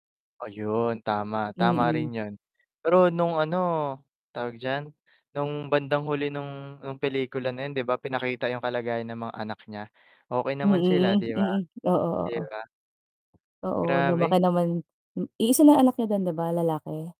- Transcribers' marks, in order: static
- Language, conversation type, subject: Filipino, unstructured, Aling pelikula o palabas ang nagbigay sa’yo ng inspirasyon, sa tingin mo?